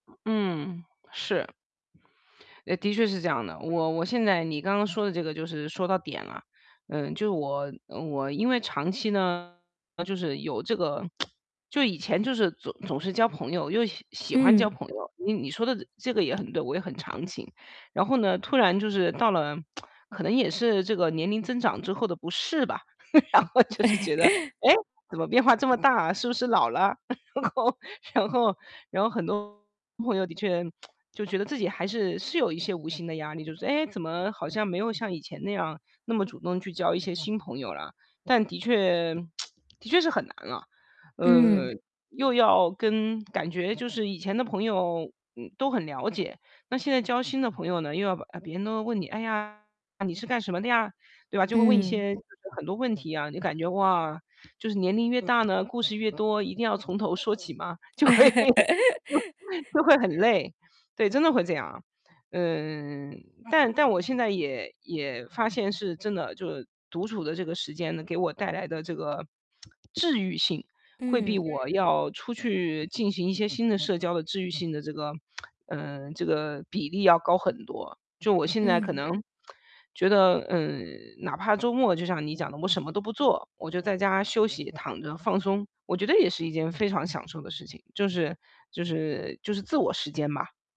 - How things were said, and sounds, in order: other background noise; distorted speech; tsk; tsk; laugh; laughing while speaking: "然后就是觉得"; chuckle; laughing while speaking: "然后 然后"; tsk; other noise; tsk; unintelligible speech; laugh; laughing while speaking: "就会"; laugh; tsk; tsk; lip smack
- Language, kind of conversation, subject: Chinese, advice, 我该如何在社交和独处之间找到平衡，并合理安排时间？